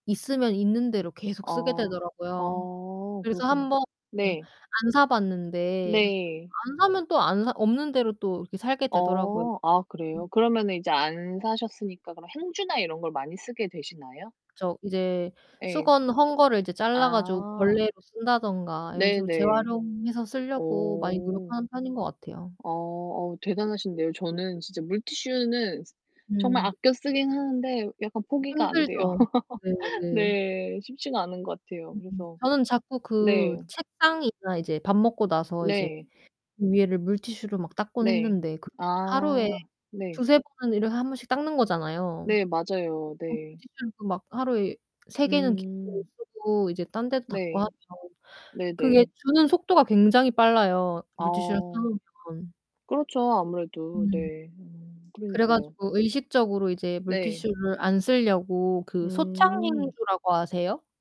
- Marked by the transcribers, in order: other background noise; distorted speech; laugh; tapping
- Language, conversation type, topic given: Korean, unstructured, 환경 문제에 대해 어떤 생각을 가지고 계신가요?